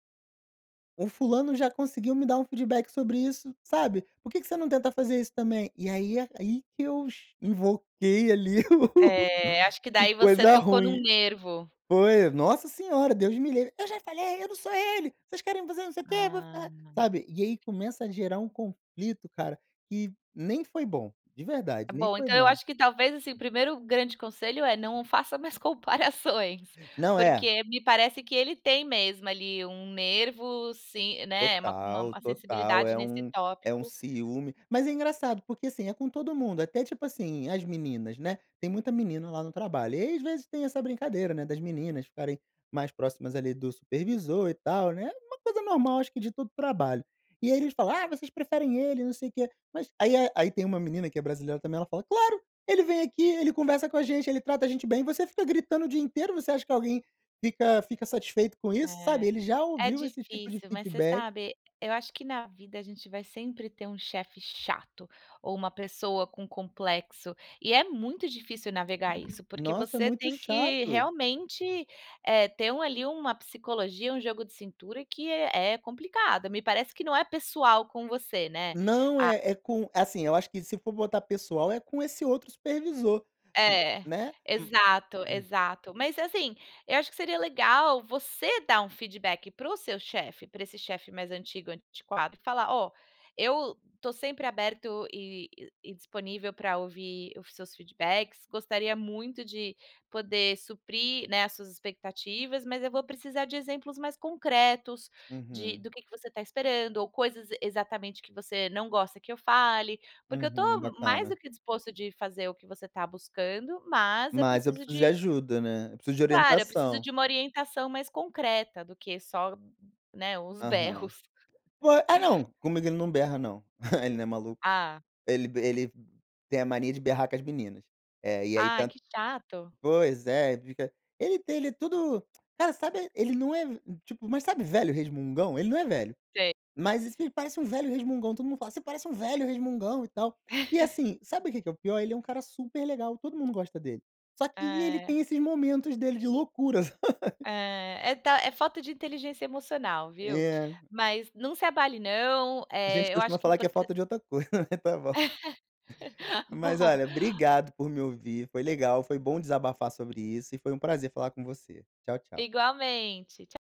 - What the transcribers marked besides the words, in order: laughing while speaking: "o o"; put-on voice: "Eu já falei, eu não … quê, vou ficar"; tapping; drawn out: "Ah"; chuckle; chuckle; chuckle; laugh; laughing while speaking: "coisa. Tá bom"
- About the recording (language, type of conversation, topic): Portuguese, advice, Como posso responder a um feedback vago e pedir exemplos concretos e orientações claras para melhorar?